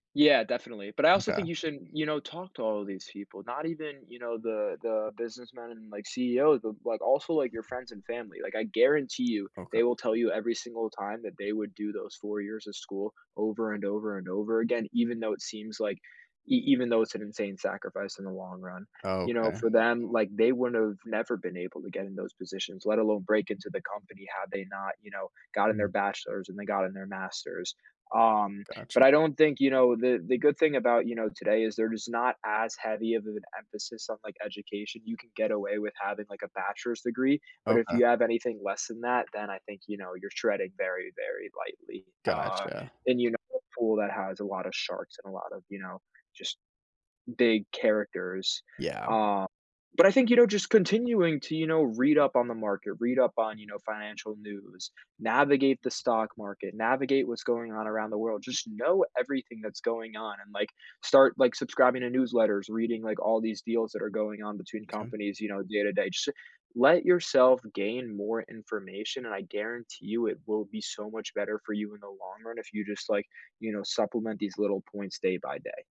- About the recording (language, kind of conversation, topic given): English, advice, How do I figure out the next step when I feel stuck in my career?
- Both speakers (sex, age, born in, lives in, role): male, 18-19, United States, United States, advisor; male, 30-34, United States, United States, user
- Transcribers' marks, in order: other background noise; tapping; unintelligible speech